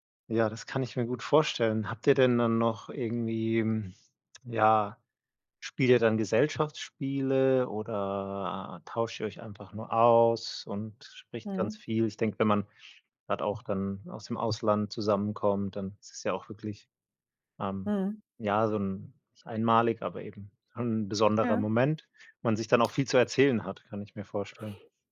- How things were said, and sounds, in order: tapping
- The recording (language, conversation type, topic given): German, podcast, Woran denkst du, wenn du das Wort Sonntagsessen hörst?